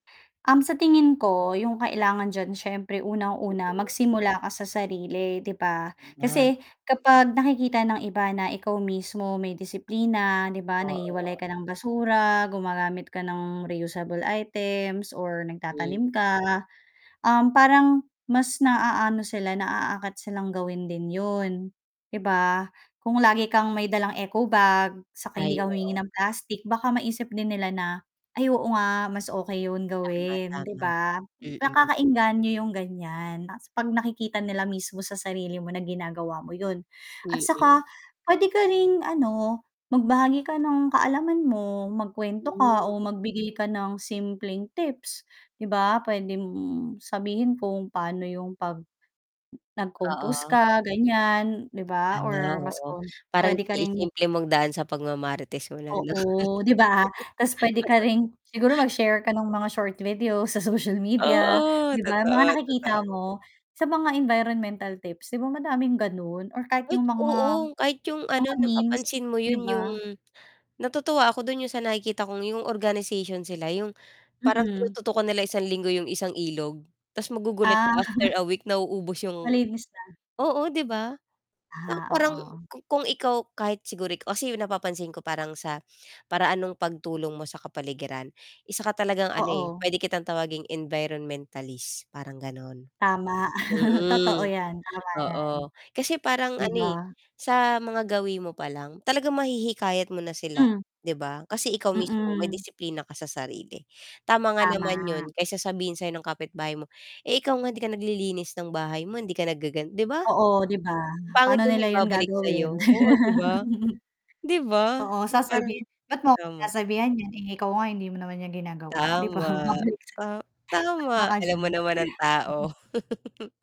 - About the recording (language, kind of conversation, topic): Filipino, unstructured, Ano-ano ang mga simpleng bagay na ginagawa mo para makatulong sa kapaligiran?
- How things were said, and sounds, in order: static; distorted speech; laugh; laughing while speaking: "sa social media"; chuckle; chuckle; laugh; scoff; chuckle